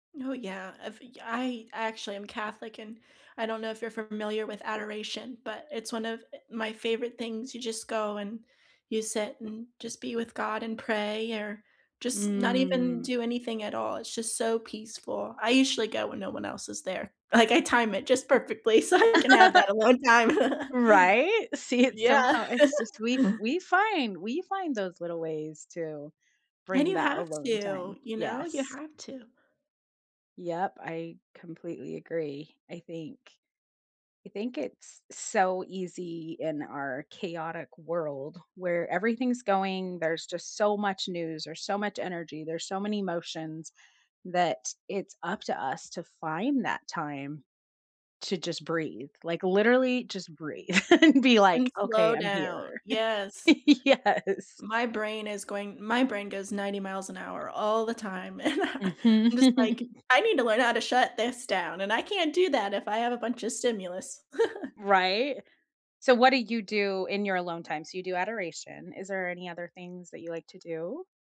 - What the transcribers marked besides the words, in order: drawn out: "Mm"; other background noise; laughing while speaking: "Like"; chuckle; laughing while speaking: "See"; laughing while speaking: "so"; chuckle; laughing while speaking: "Yeah"; chuckle; laugh; laughing while speaking: "and be like"; chuckle; laugh; laughing while speaking: "Yes"; stressed: "all"; laughing while speaking: "and I"; laugh; chuckle
- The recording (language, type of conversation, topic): English, unstructured, What is the difference between being alone and feeling lonely?
- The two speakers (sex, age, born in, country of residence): female, 20-24, United States, United States; female, 45-49, United States, United States